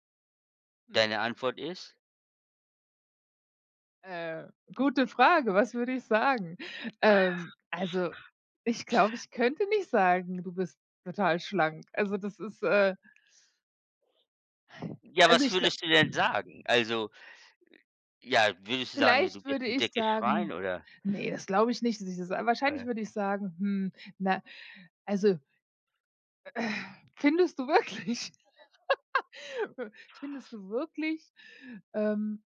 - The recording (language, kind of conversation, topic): German, unstructured, Ist es schlimmer zu lügen oder jemanden zu verletzen?
- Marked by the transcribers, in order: other background noise; tapping; snort; other noise; laughing while speaking: "wirklich"; laugh